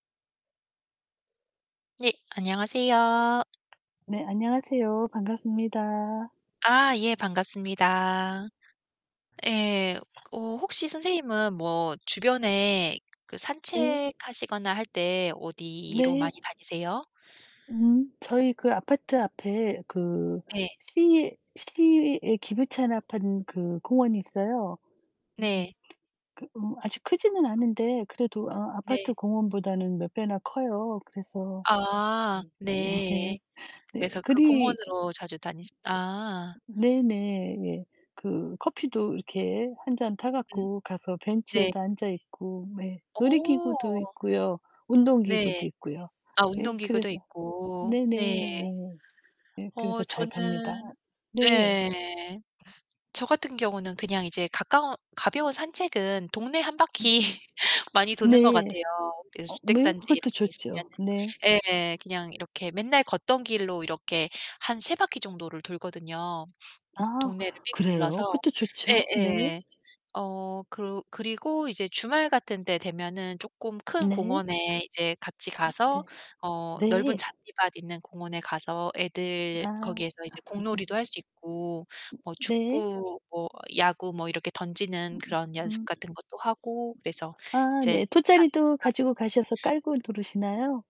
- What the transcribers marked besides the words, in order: other background noise; tapping; distorted speech; laughing while speaking: "네"; laughing while speaking: "한 바퀴"; other noise; laugh; unintelligible speech
- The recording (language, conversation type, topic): Korean, unstructured, 집 근처 공원이나 산에 자주 가시나요? 왜 그런가요?
- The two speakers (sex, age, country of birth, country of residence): female, 40-44, South Korea, United States; female, 60-64, South Korea, South Korea